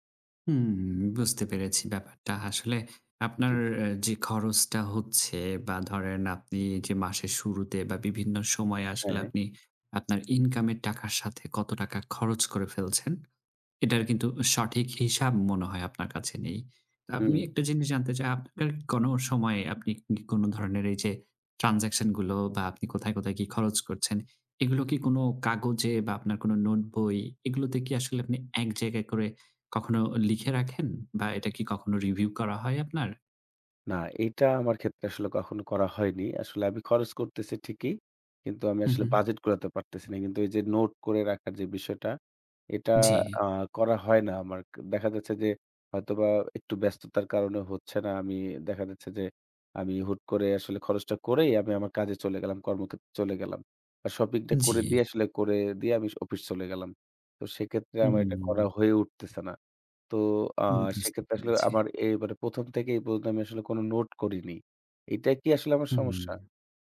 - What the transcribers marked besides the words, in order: drawn out: "হুম"
- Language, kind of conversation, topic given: Bengali, advice, প্রতিমাসে বাজেট বানাই, কিন্তু সেটা মানতে পারি না